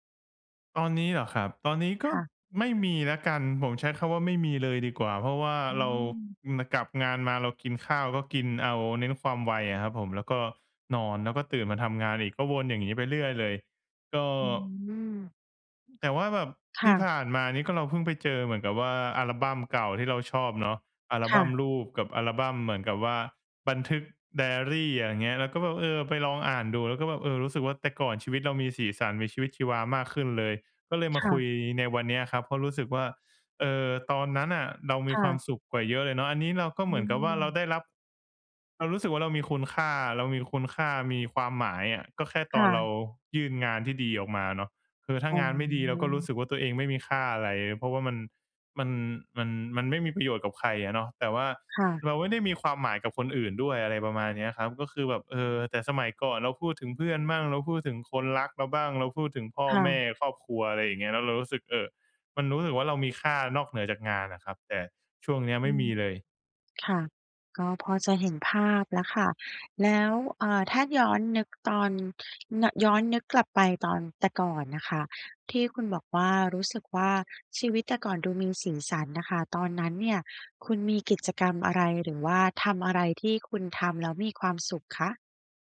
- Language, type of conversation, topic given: Thai, advice, ฉันจะรู้สึกเห็นคุณค่าในตัวเองได้อย่างไร โดยไม่เอาผลงานมาเป็นตัวชี้วัด?
- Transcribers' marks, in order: none